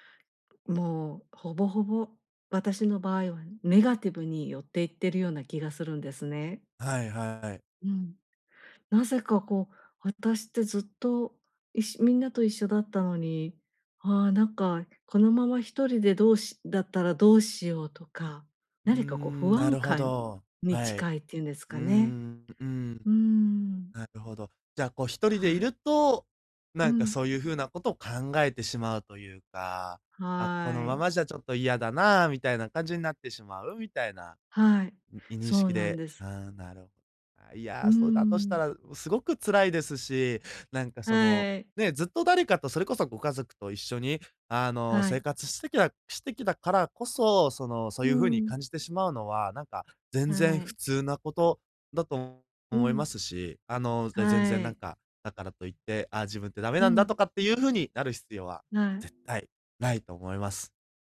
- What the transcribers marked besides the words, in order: "認識" said as "いにしき"; other background noise
- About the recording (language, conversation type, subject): Japanese, advice, 別れた後の孤独感をどうやって乗り越えればいいですか？